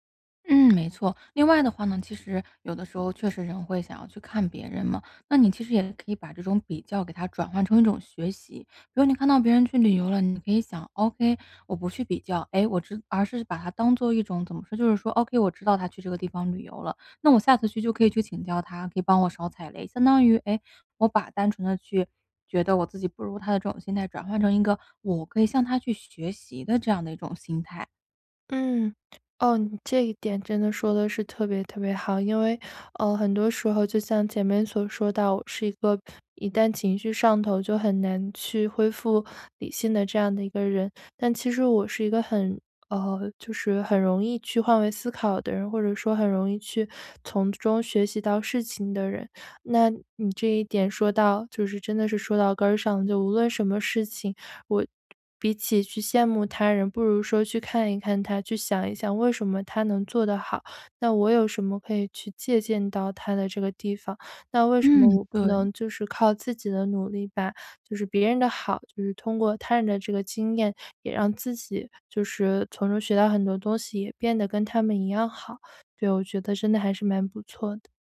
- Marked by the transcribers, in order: other noise
- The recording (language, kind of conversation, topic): Chinese, advice, 我总是容易被消极比较影响情绪，该怎么做才能不让心情受影响？